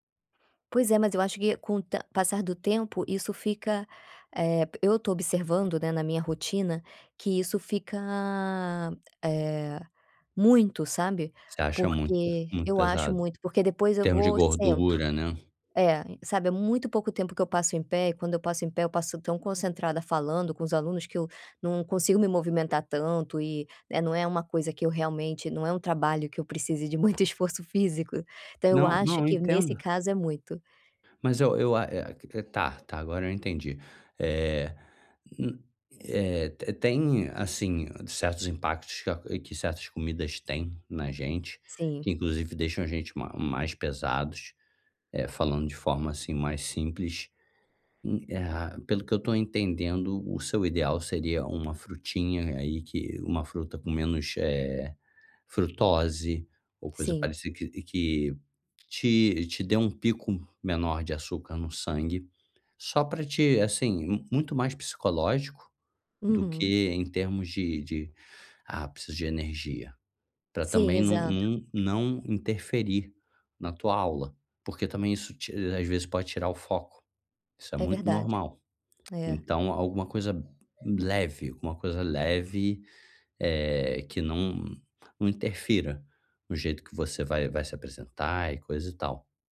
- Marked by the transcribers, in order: tapping
- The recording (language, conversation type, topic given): Portuguese, advice, Como posso controlar os desejos por comida entre as refeições?